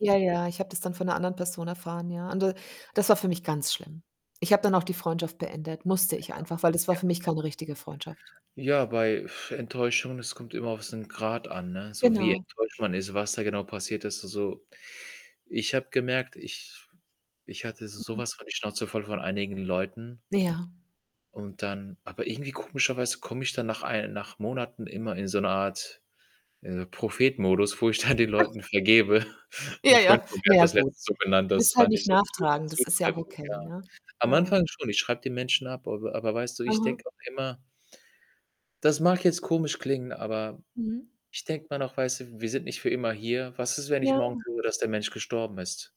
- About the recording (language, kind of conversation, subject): German, unstructured, Wie gehst du mit Menschen um, die dich enttäuschen?
- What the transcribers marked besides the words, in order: distorted speech; other background noise; other noise; laughing while speaking: "dann"; laugh; chuckle